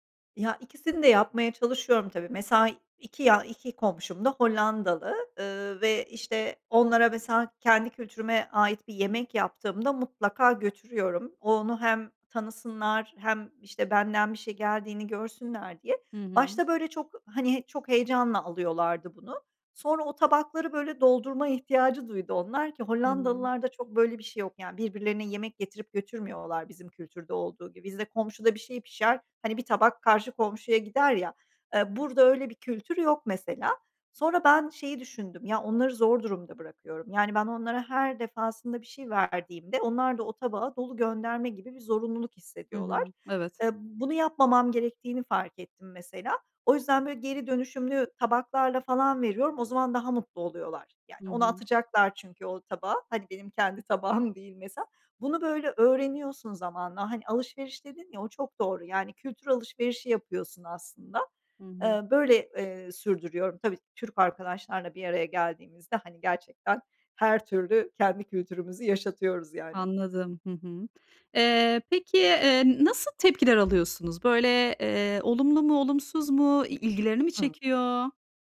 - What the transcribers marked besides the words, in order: other background noise
- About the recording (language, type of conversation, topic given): Turkish, podcast, Kültürünü yaşatmak için günlük hayatında neler yapıyorsun?